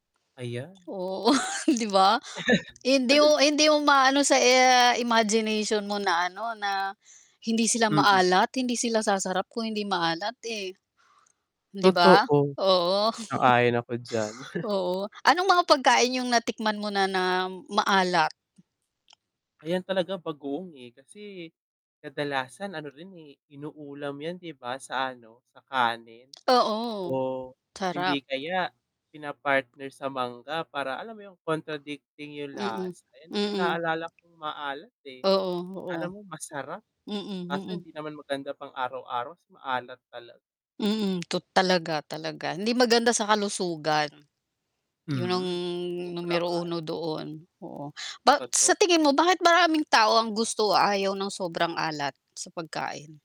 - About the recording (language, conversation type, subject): Filipino, unstructured, Ano ang pakiramdam mo kapag kumakain ka ng mga pagkaing sobrang maalat?
- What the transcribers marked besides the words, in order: distorted speech; snort; other background noise; static; chuckle; tapping